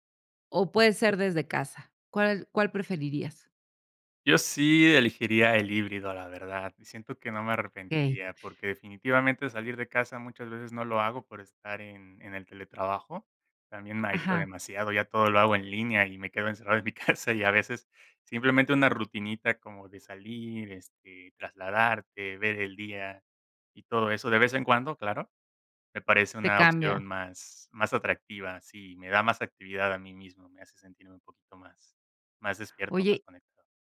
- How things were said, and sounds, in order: chuckle
- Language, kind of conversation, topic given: Spanish, podcast, ¿Qué opinas del teletrabajo frente al trabajo en la oficina?